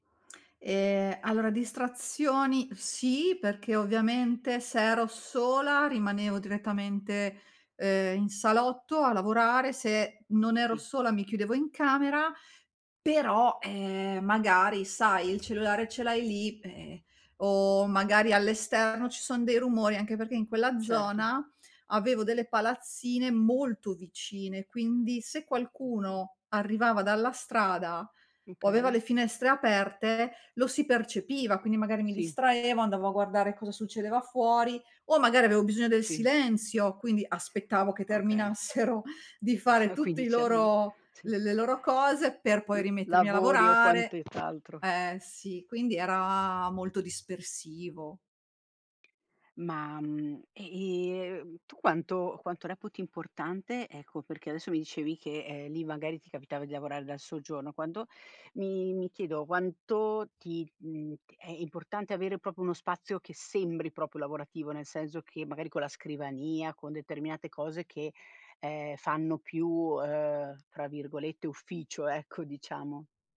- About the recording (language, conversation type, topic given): Italian, podcast, Come organizzi gli spazi di casa per lavorare con calma?
- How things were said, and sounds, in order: other background noise; laughing while speaking: "terminassero"; chuckle; "proprio" said as "propro"; "proprio" said as "propro"